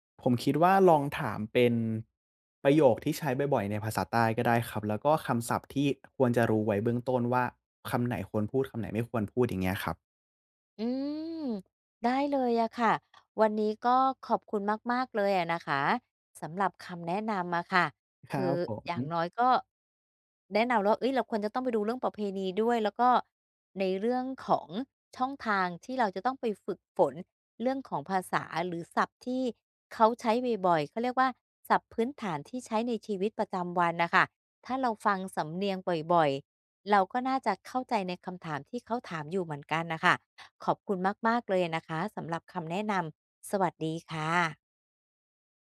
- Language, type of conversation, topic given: Thai, advice, ฉันจะปรับตัวเข้ากับวัฒนธรรมและสถานที่ใหม่ได้อย่างไร?
- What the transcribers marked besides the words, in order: none